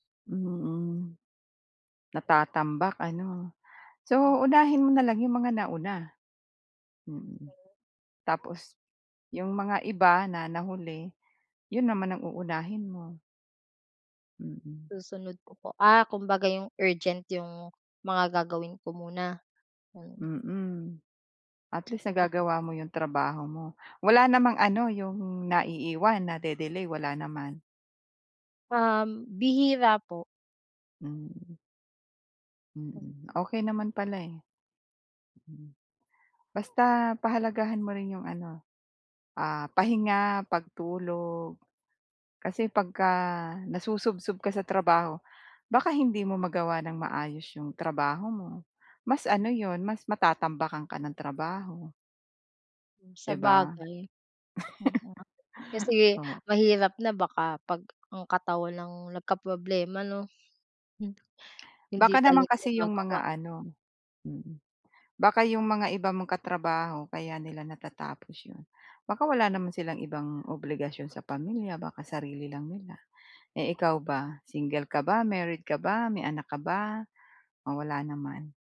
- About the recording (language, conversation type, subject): Filipino, advice, Paano ako makapagtatakda ng malinaw na hangganan sa oras ng trabaho upang maiwasan ang pagkasunog?
- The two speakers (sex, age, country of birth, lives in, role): female, 25-29, Philippines, Philippines, user; female, 45-49, Philippines, Philippines, advisor
- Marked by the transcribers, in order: unintelligible speech; laugh